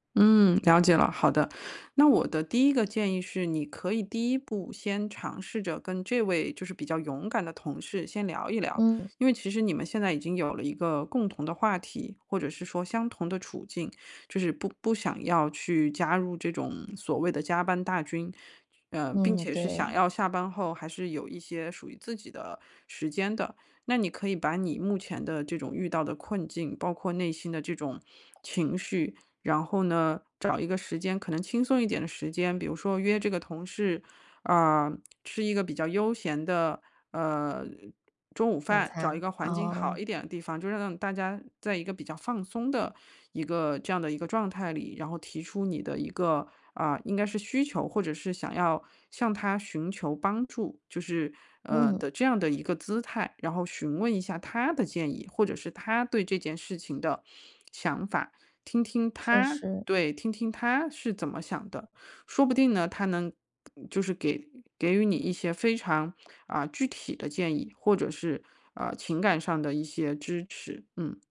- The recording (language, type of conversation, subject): Chinese, advice, 如何拒绝加班而不感到内疚？
- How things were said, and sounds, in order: other background noise